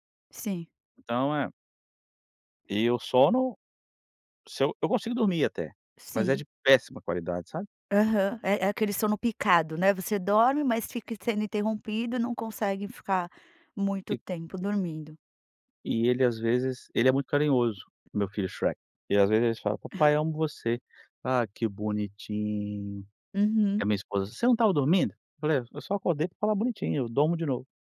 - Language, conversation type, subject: Portuguese, advice, Como o uso de eletrônicos à noite impede você de adormecer?
- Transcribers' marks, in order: tapping